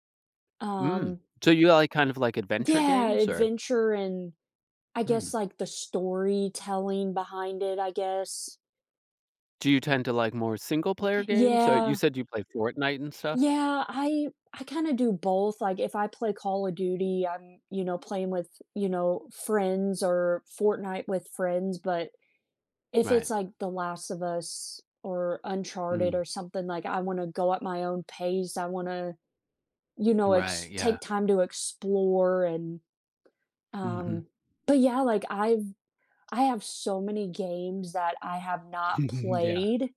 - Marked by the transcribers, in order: chuckle
- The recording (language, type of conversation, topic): English, unstructured, How do your memories of classic video games compare to your experiences with modern gaming?
- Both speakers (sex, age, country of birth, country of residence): female, 25-29, United States, United States; male, 35-39, United States, United States